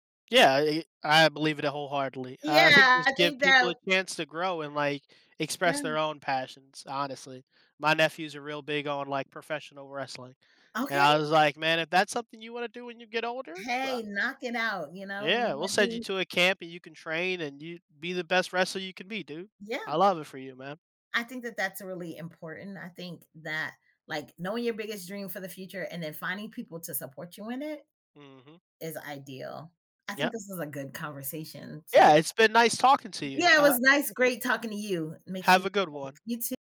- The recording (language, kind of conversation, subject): English, unstructured, How do your hopes for the future shape the choices you make today?
- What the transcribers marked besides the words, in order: none